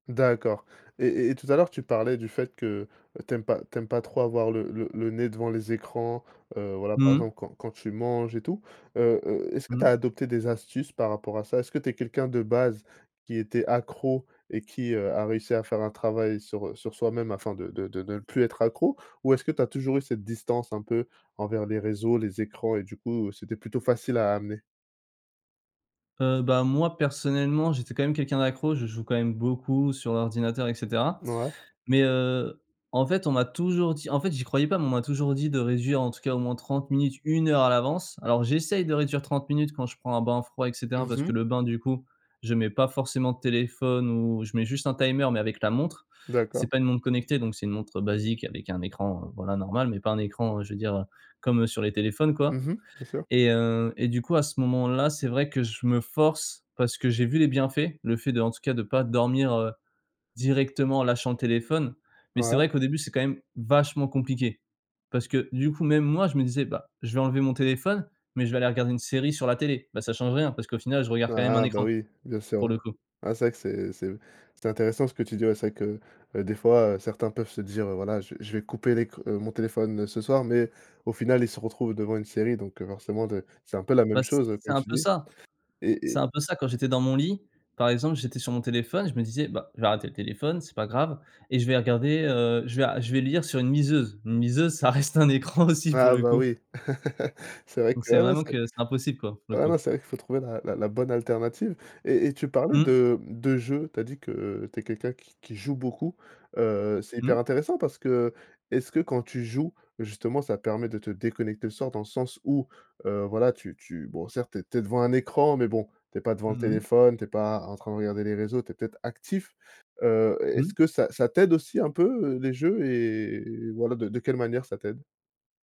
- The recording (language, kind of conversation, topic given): French, podcast, Quelle est ta routine pour déconnecter le soir ?
- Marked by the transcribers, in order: stressed: "D'accord"; other background noise; in English: "timer"; laughing while speaking: "Une liseuse ça reste un écran aussi, pour le coup"; tapping; laugh; stressed: "joue"; drawn out: "et"